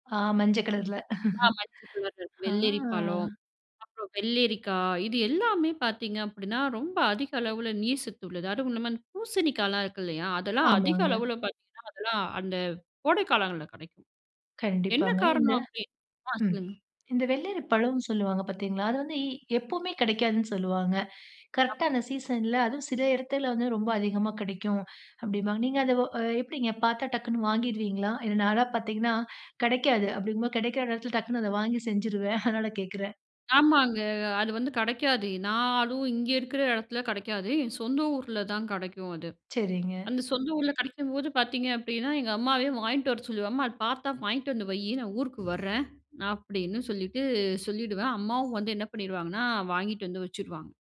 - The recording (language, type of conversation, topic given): Tamil, podcast, பருவத்திற்கு ஏற்ற பழங்களையும் காய்கறிகளையும் நீங்கள் எப்படி தேர்வு செய்கிறீர்கள்?
- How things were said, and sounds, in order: chuckle; drawn out: "ஆ"; in English: "கரெக்ட்டா"; in English: "சீசன்ல"; laughing while speaking: "அதனால"; other background noise; other noise